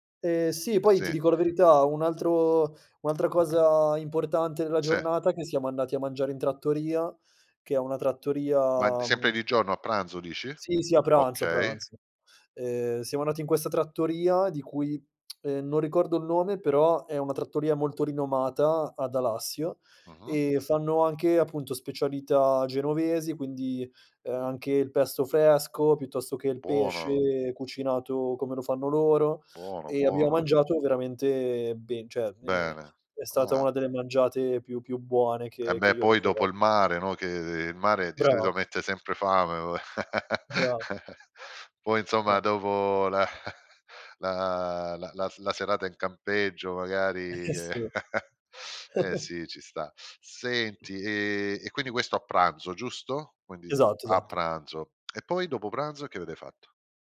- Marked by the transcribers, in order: other background noise; tapping; tsk; "cioè" said as "ceh"; chuckle; unintelligible speech; laughing while speaking: "la"; chuckle; chuckle; laughing while speaking: "Eh, eh, sì"; chuckle
- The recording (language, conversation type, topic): Italian, podcast, Qual è un'avventura improvvisata che ricordi ancora?
- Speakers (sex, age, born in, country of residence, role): male, 30-34, Italy, Italy, guest; male, 50-54, Germany, Italy, host